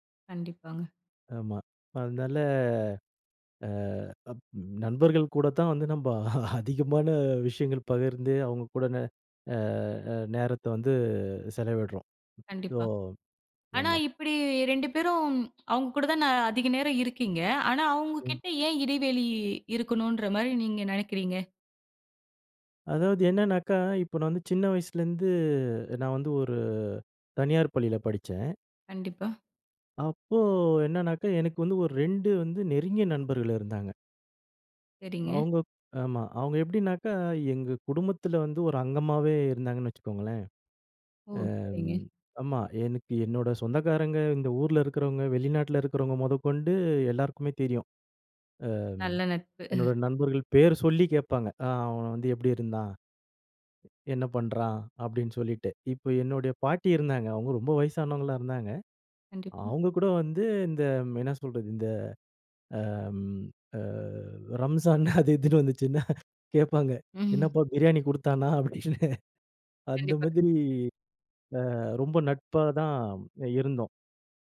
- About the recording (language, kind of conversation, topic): Tamil, podcast, நண்பர்கள் இடையே எல்லைகள் வைத்துக் கொள்ள வேண்டுமா?
- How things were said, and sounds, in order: drawn out: "அதனால"; laughing while speaking: "அதிகமான"; drawn out: "வயசுலருந்து"; drawn out: "அப்போ"; chuckle; laughing while speaking: "அது இதுன்னு வந்துச்சுன்னா கேப்பாங்க, என்னப்பா, பிரியாணி குடுத்தானா? அப்டீன்னு. அந்த மாதிரி"; other background noise